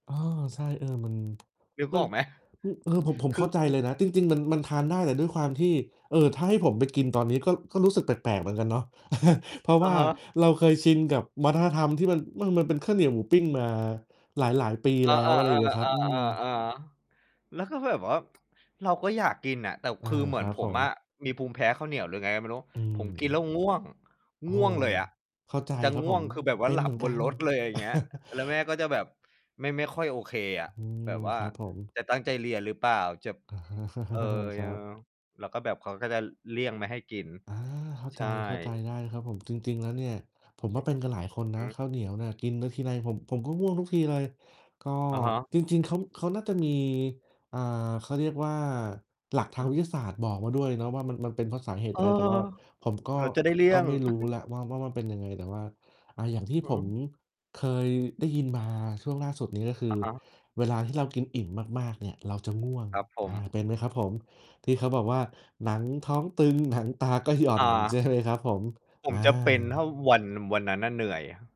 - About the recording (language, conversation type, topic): Thai, unstructured, อาหารจานโปรดของคุณคืออะไร?
- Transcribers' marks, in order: distorted speech; tapping; chuckle; tsk; mechanical hum; chuckle; laughing while speaking: "เออ"; other background noise; chuckle